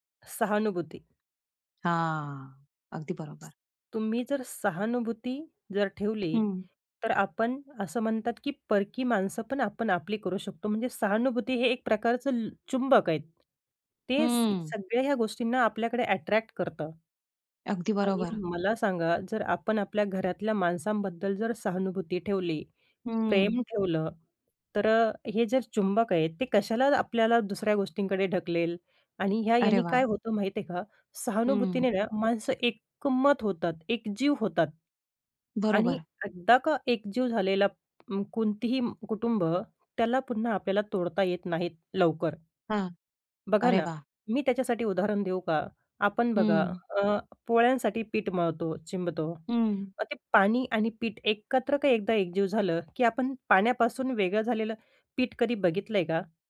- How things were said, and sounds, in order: tapping; other background noise
- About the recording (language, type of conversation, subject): Marathi, podcast, कठीण प्रसंगी तुमच्या संस्कारांनी कशी मदत केली?